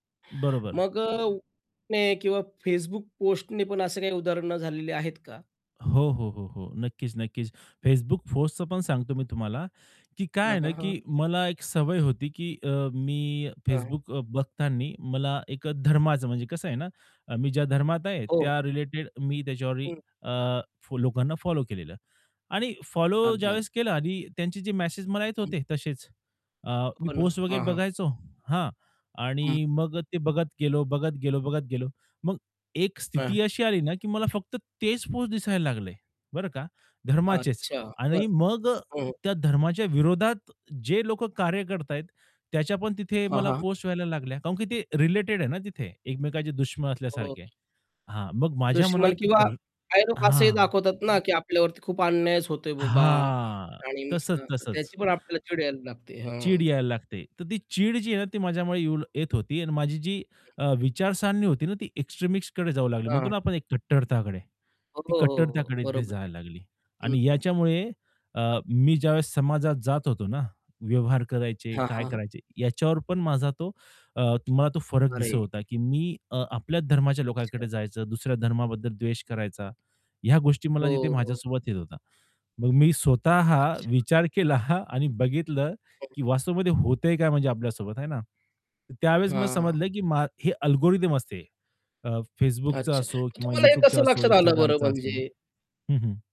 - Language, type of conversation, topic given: Marathi, podcast, सोशल माध्यमांतील प्रतिध्वनी-कक्ष लोकांच्या विचारांना कसा आकार देतात?
- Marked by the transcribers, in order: unintelligible speech; other background noise; distorted speech; "कारण" said as "काऊन"; unintelligible speech; drawn out: "हां"; unintelligible speech; unintelligible speech; laughing while speaking: "केला"; bird; in English: "अल्गोरिदम"